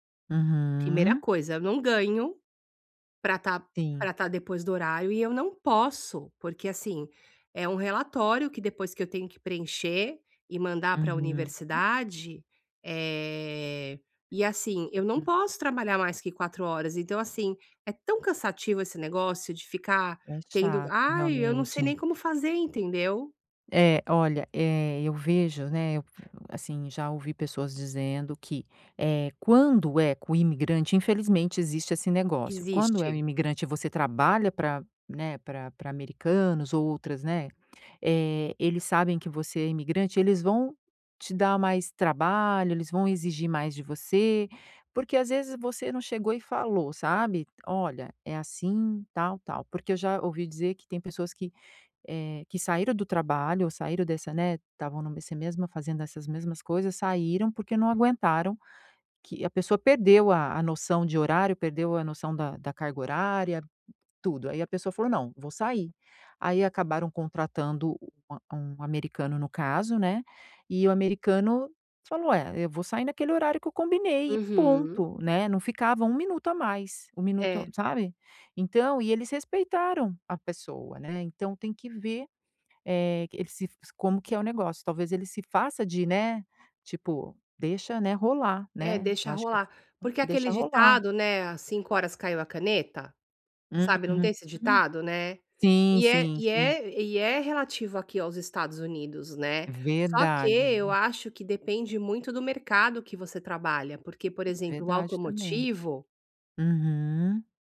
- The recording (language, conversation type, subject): Portuguese, advice, Como posso estabelecer limites claros entre o trabalho e a vida pessoal?
- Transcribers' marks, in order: other background noise; tapping; unintelligible speech